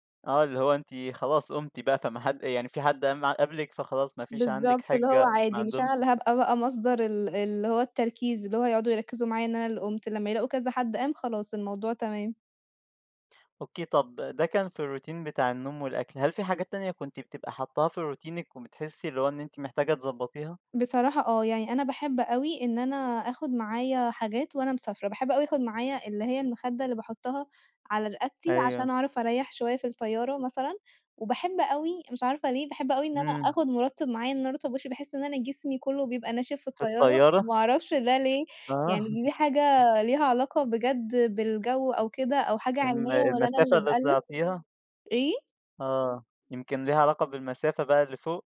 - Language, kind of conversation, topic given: Arabic, podcast, إزاي بتحافظ على روتينك وإنت مسافر أو رايح عزومة؟
- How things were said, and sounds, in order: tapping; in English: "الروتين"; in English: "روتينك"; chuckle